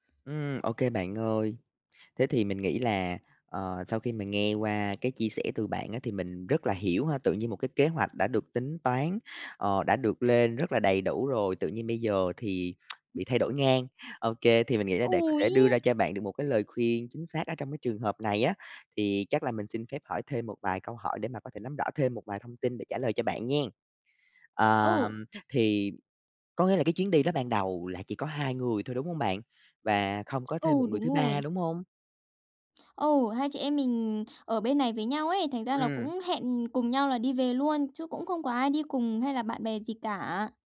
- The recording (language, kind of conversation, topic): Vietnamese, advice, Tôi nên bắt đầu từ đâu khi gặp sự cố và phải thay đổi kế hoạch du lịch?
- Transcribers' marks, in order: tapping; tsk